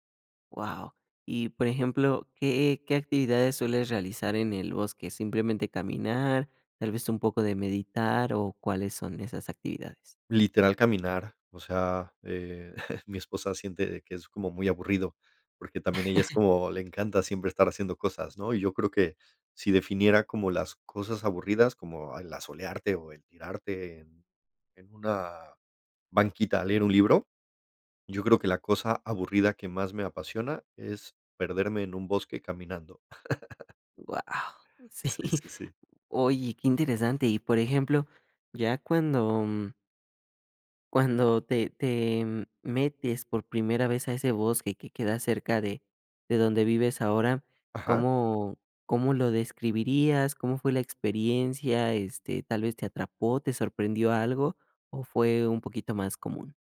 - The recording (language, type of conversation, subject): Spanish, podcast, ¿Cómo describirías la experiencia de estar en un lugar sin ruido humano?
- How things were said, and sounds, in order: chuckle; chuckle; laugh; laughing while speaking: "sí"; tapping